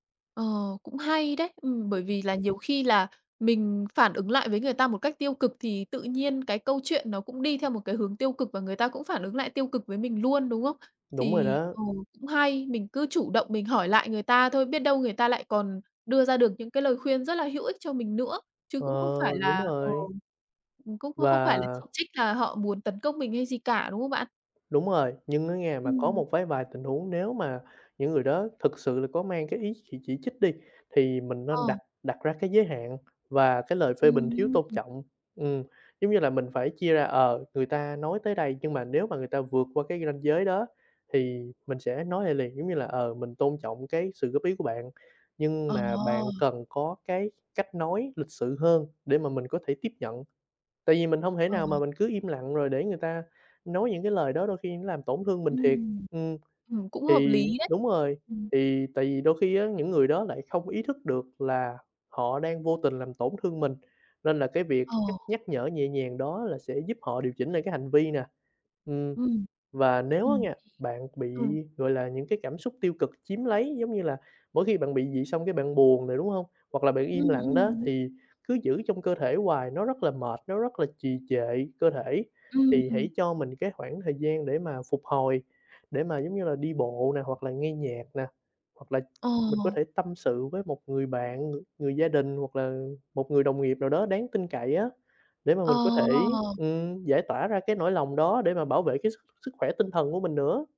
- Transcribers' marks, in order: other background noise; tapping
- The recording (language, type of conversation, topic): Vietnamese, advice, Làm sao để tiếp nhận lời chỉ trích mà không phản ứng quá mạnh?
- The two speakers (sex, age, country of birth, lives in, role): female, 30-34, Vietnam, Malaysia, user; male, 20-24, Vietnam, Vietnam, advisor